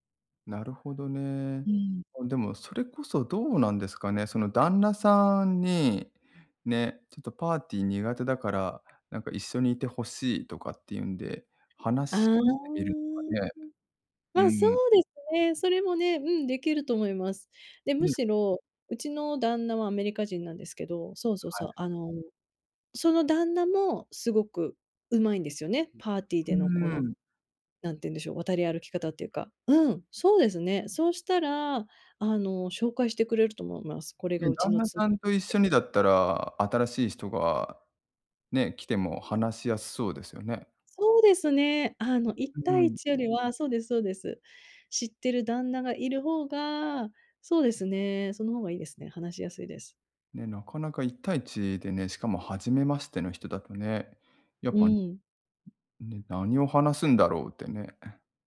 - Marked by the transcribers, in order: none
- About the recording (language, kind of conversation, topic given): Japanese, advice, パーティーで居心地が悪いとき、どうすれば楽しく過ごせますか？